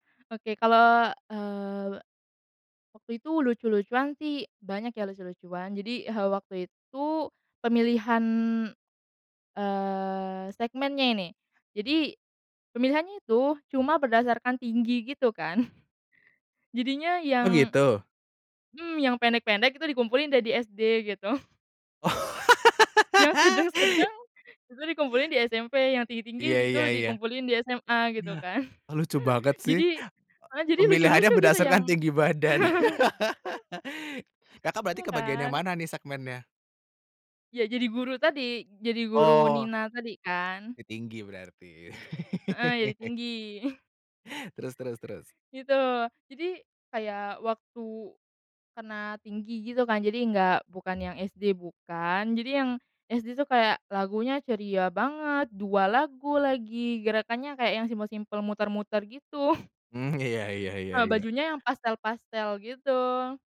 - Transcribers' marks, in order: chuckle; laughing while speaking: "gitu"; laughing while speaking: "Oh"; laugh; laughing while speaking: "sedeng sedeng"; unintelligible speech; chuckle; laugh; chuckle; laugh; chuckle; chuckle
- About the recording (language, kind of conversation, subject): Indonesian, podcast, Kamu punya kenangan sekolah apa yang sampai sekarang masih kamu ingat?